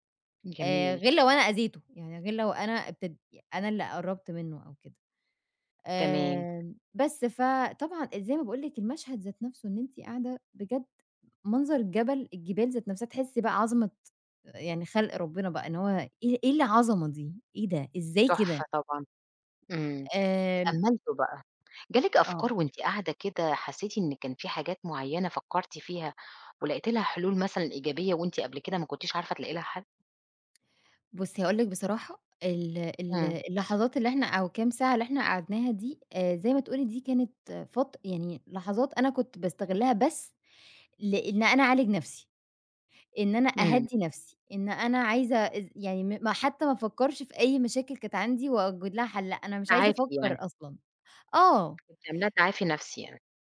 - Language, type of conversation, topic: Arabic, podcast, إيه أجمل غروب شمس أو شروق شمس شفته وإنت برّه مصر؟
- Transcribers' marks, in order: tapping